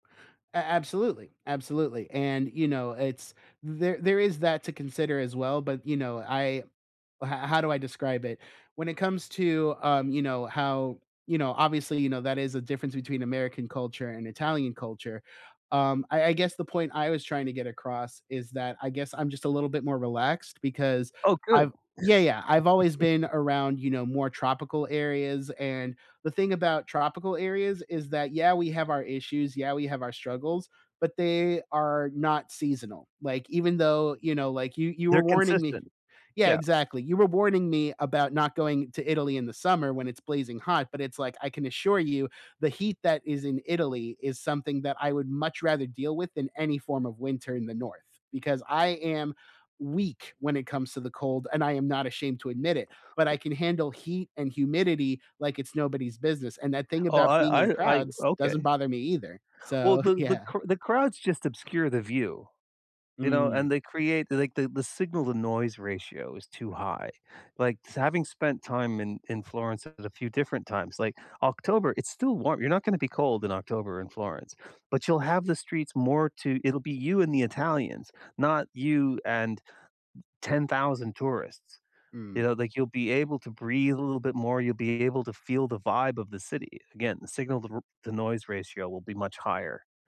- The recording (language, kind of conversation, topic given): English, unstructured, What is your favorite place you have ever traveled to?
- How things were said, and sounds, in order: laugh; other noise; other background noise